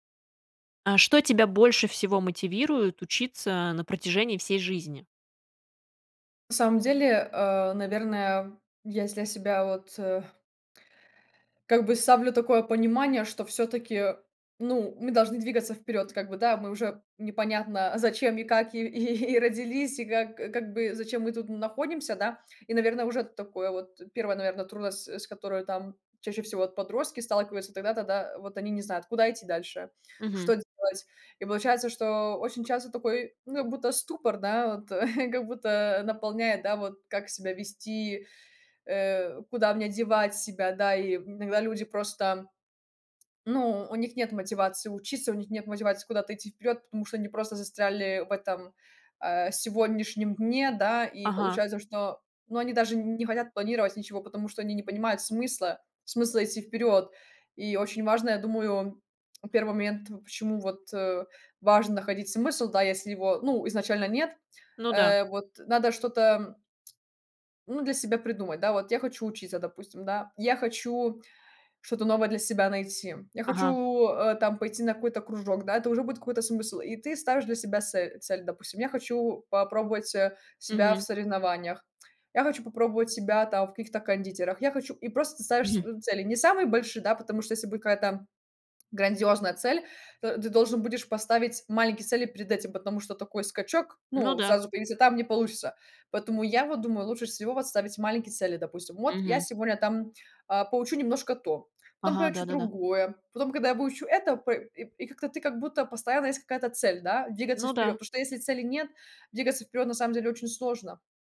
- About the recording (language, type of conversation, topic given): Russian, podcast, Что тебя больше всего мотивирует учиться на протяжении жизни?
- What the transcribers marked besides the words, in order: laughing while speaking: "и"; chuckle; tapping; other background noise